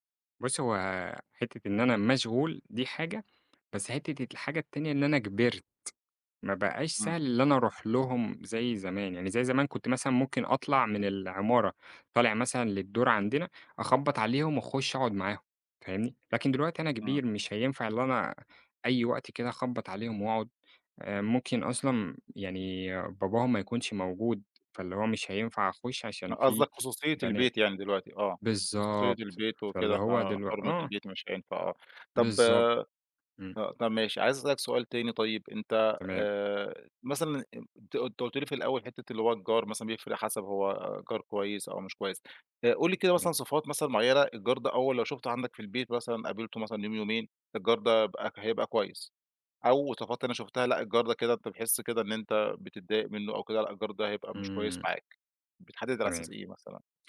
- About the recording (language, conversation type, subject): Arabic, podcast, إيه أهم صفات الجار الكويس من وجهة نظرك؟
- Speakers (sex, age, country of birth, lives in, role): male, 25-29, Egypt, Egypt, guest; male, 35-39, Egypt, Egypt, host
- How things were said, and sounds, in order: unintelligible speech; tapping